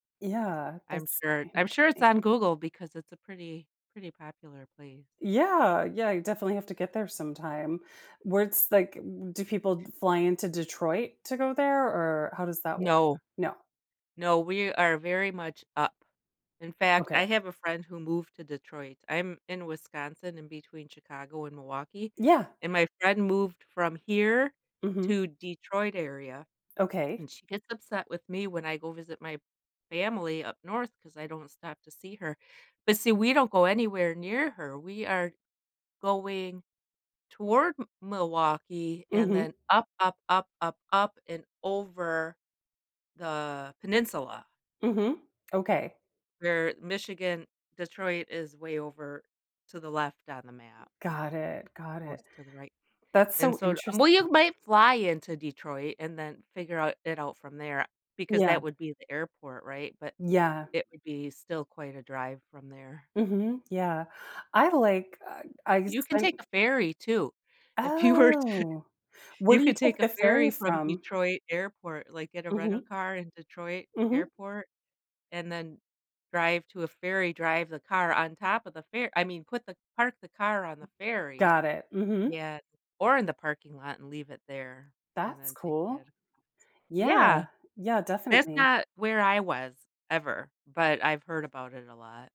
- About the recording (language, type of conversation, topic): English, unstructured, How can I avoid tourist traps without missing highlights?
- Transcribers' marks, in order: other background noise; unintelligible speech; drawn out: "Oh"; laughing while speaking: "you were to"